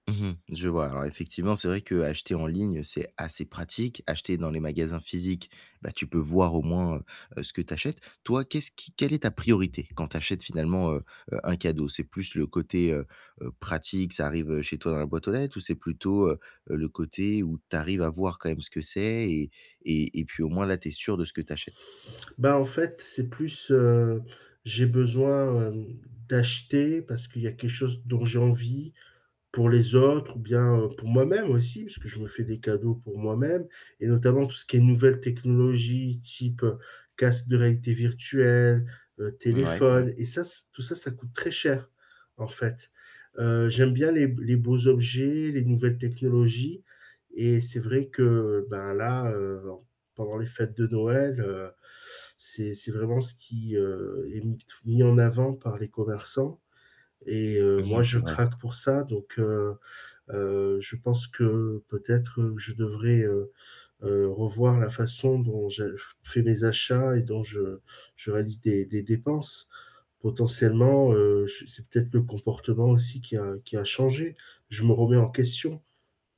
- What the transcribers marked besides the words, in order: tapping; static
- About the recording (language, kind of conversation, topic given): French, advice, Comment rester dans mon budget pendant une séance de shopping sans craquer pour tout ?